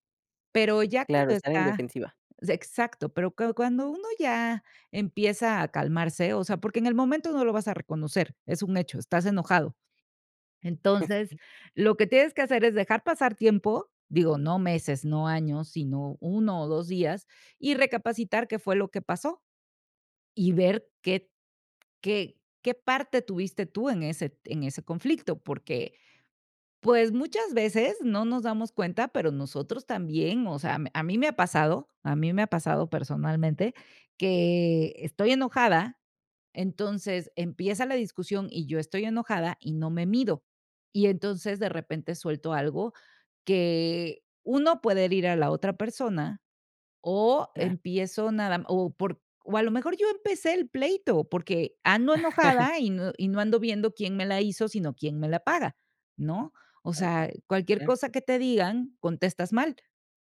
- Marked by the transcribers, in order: chuckle; chuckle
- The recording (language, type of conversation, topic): Spanish, podcast, ¿Cómo puedes reconocer tu parte en un conflicto familiar?